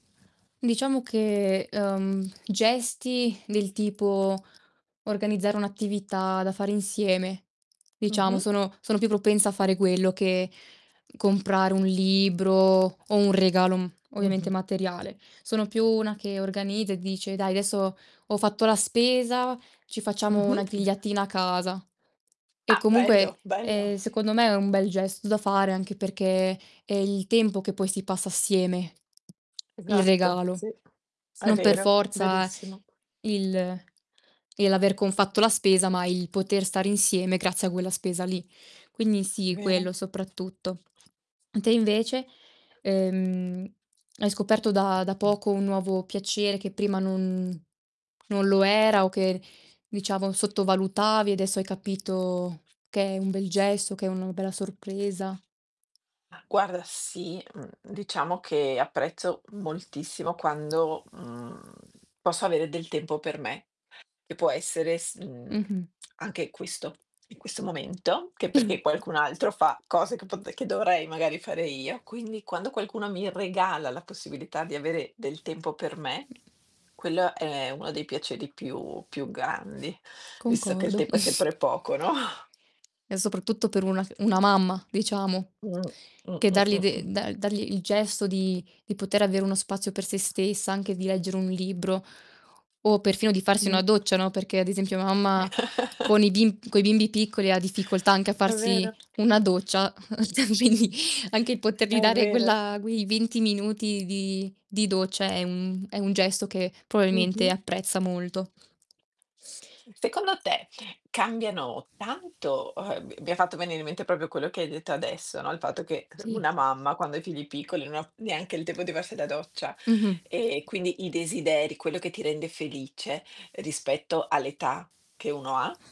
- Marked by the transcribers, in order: distorted speech; tapping; other background noise; "diciamo" said as "diciavo"; static; drawn out: "mhmm"; tongue click; chuckle; "vabbè" said as "vbbè"; door; snort; "tempo" said as "teppo"; laughing while speaking: "no?"; chuckle; chuckle; unintelligible speech; "quella" said as "guella"; "quei" said as "guei"; "probabilmente" said as "proabilmente"; chuckle; "farsi" said as "varsi"
- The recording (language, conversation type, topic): Italian, unstructured, Quali sono i piccoli piaceri che ti rendono felice?